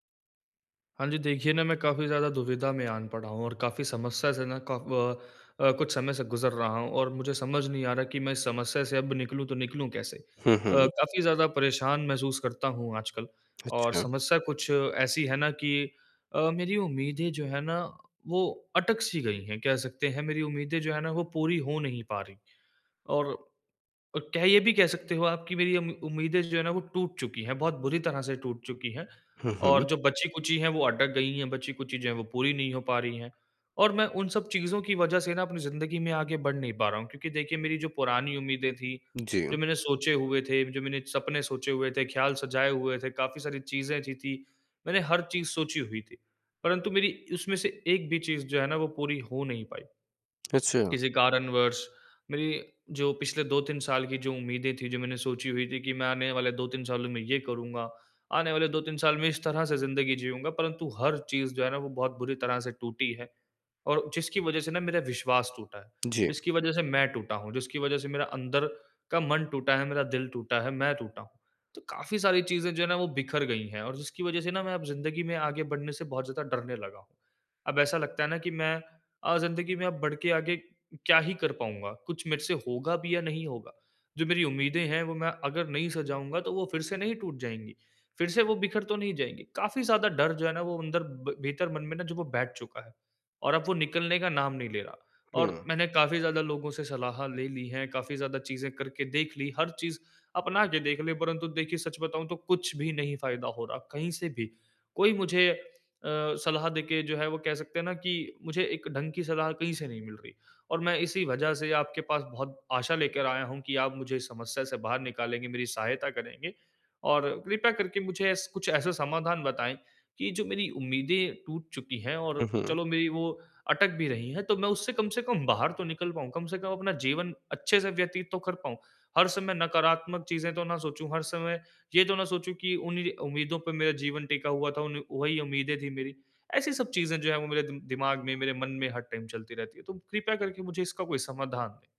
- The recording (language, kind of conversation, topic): Hindi, advice, टूटी हुई उम्मीदों से आगे बढ़ने के लिए मैं क्या कदम उठा सकता/सकती हूँ?
- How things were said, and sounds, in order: tapping; in English: "टाइम"